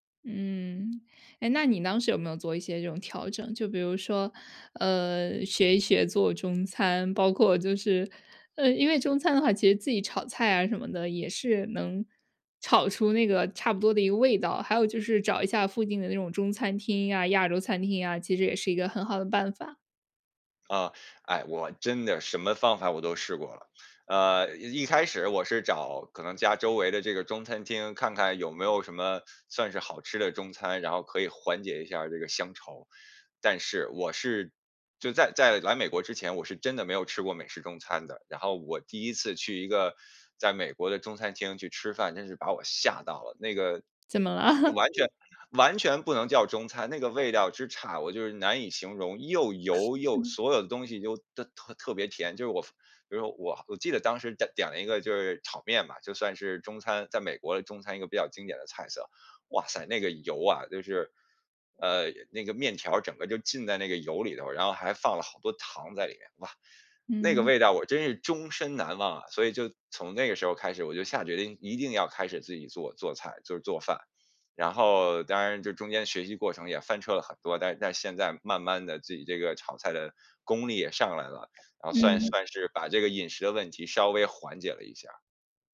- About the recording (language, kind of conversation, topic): Chinese, podcast, 移民后你最难适应的是什么？
- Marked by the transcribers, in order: laughing while speaking: "了？"; laugh; chuckle; other background noise